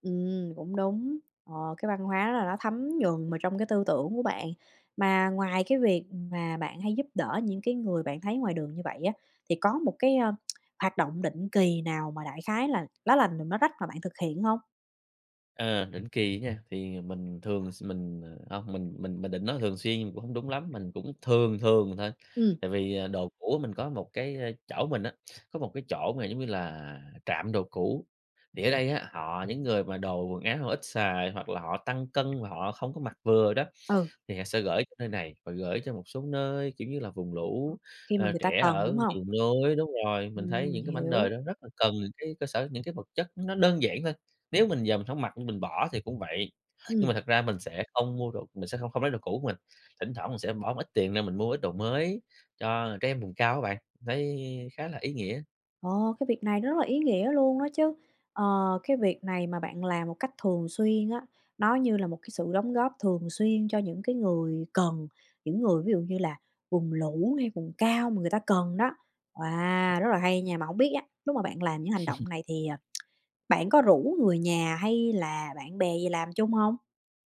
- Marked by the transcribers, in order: tsk; tapping; other background noise; laugh; tsk
- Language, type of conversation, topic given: Vietnamese, podcast, Bạn có thể kể một kỷ niệm khiến bạn tự hào về văn hoá của mình không nhỉ?
- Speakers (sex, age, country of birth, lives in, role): female, 30-34, Vietnam, United States, host; male, 30-34, Vietnam, Vietnam, guest